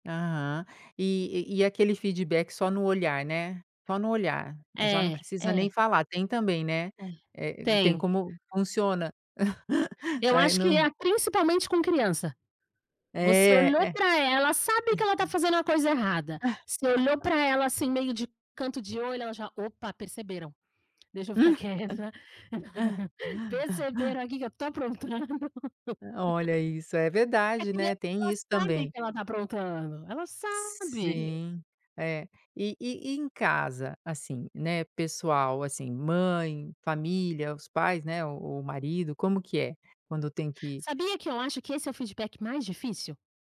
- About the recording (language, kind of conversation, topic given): Portuguese, podcast, Como dar um feedback difícil sem desmotivar a pessoa?
- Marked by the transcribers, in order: other background noise; chuckle; unintelligible speech; laugh; laugh; tapping; put-on voice: "deixa eu ficar quieta"; laugh; other noise